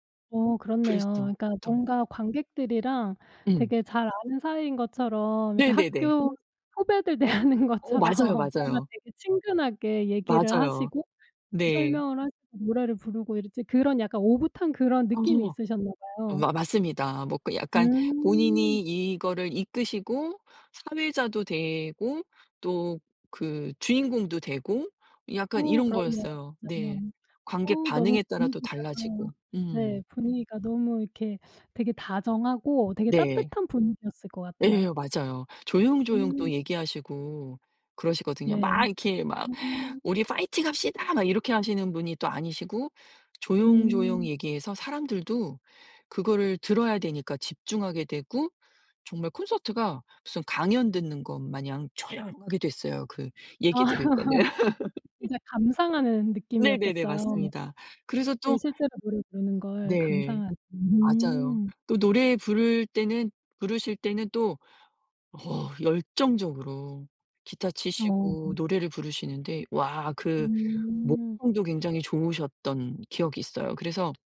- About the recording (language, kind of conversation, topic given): Korean, podcast, 가장 기억에 남는 라이브 공연 경험은 어떤 것이었나요?
- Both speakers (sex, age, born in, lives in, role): female, 45-49, South Korea, United States, host; female, 50-54, South Korea, United States, guest
- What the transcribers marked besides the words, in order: tapping; laughing while speaking: "대하는 것처럼"; other background noise; unintelligible speech; laughing while speaking: "아"; laughing while speaking: "들을 때는"; laugh